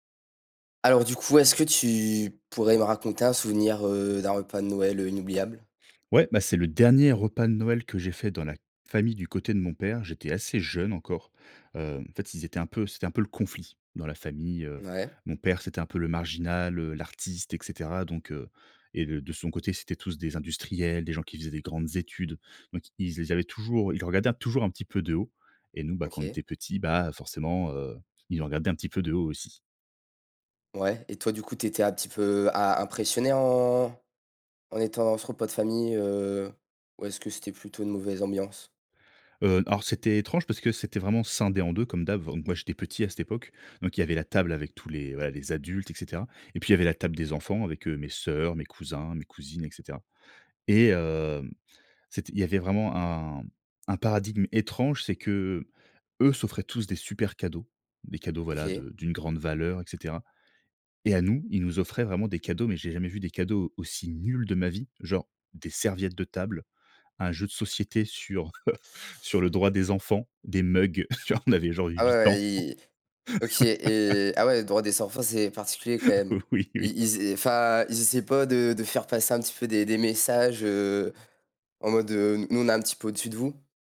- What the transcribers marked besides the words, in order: chuckle; laughing while speaking: "heu"; chuckle; laughing while speaking: "genre, on avait genre huit ans"; laugh; laughing while speaking: "Oui, oui"
- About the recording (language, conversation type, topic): French, podcast, Peux-tu raconter un souvenir d'un repas de Noël inoubliable ?